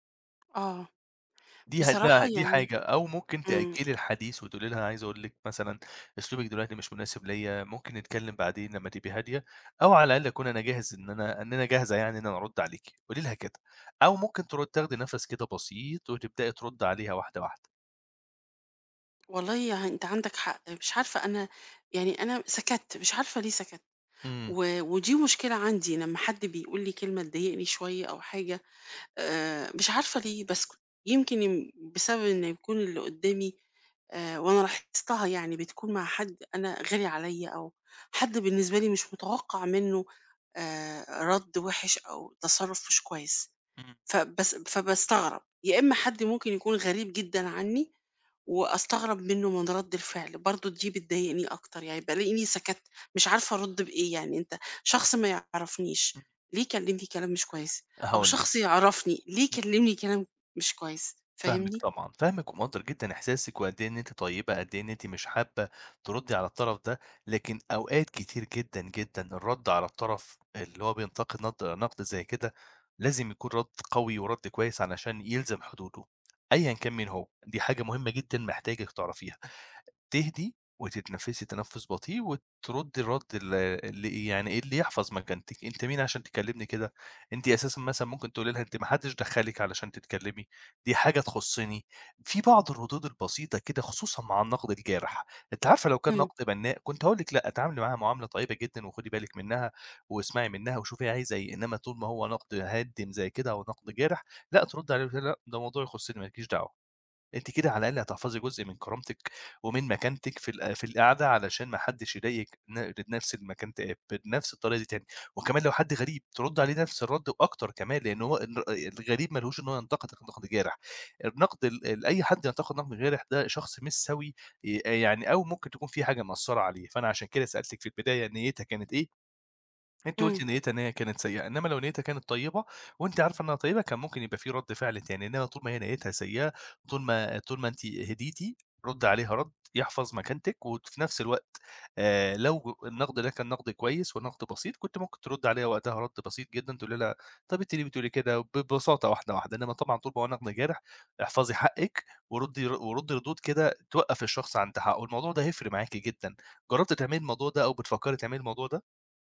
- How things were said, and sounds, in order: tapping; other noise
- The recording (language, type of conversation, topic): Arabic, advice, إزاي أرد على صاحبي لما يقوللي كلام نقد جارح؟